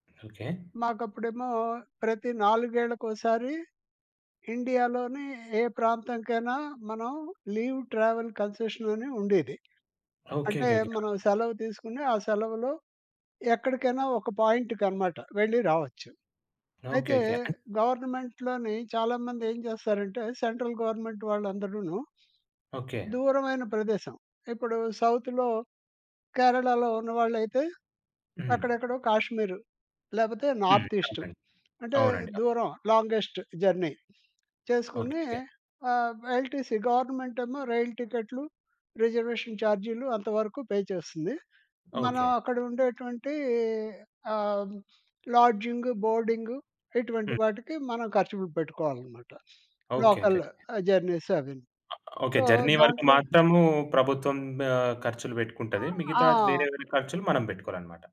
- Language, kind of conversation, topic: Telugu, podcast, ఒక ప్రయాణం మీ దృష్టికోణాన్ని ఎంతగా మార్చిందో మీరు వివరంగా చెప్పగలరా?
- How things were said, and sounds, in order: in English: "లీవ్ ట్రావెల్ కన్సెషన్"; tapping; in English: "పాయింట్‌కన్నమాట"; in English: "సెంట్రల్ గవర్నమెంట్"; in English: "సౌత్‌లో"; in English: "లాంగెస్ట్ జర్నీ"; in English: "ఎల్‌టిసీ"; in English: "రిజర్వేషన్"; other background noise; in English: "పే"; sniff; in English: "లోకల్ జర్నీస్"; in English: "సో"; in English: "జర్నీ"